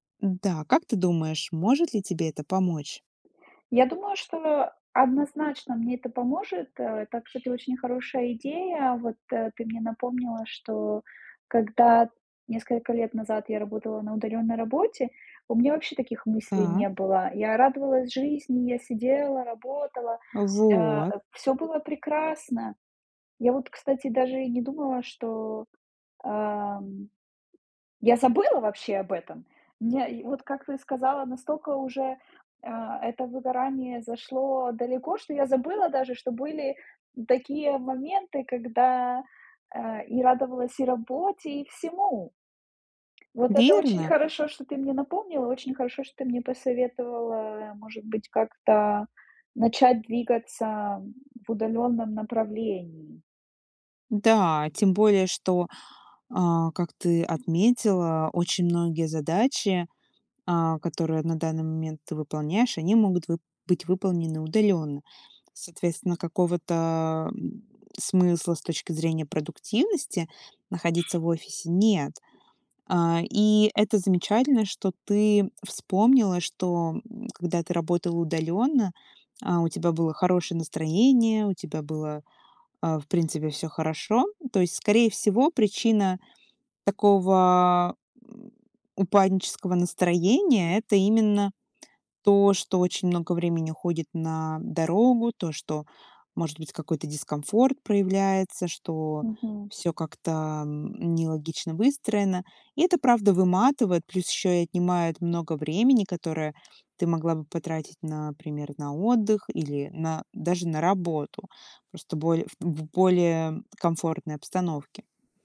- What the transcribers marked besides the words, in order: tapping
- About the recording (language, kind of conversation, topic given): Russian, advice, Почему повседневная рутина кажется вам бессмысленной и однообразной?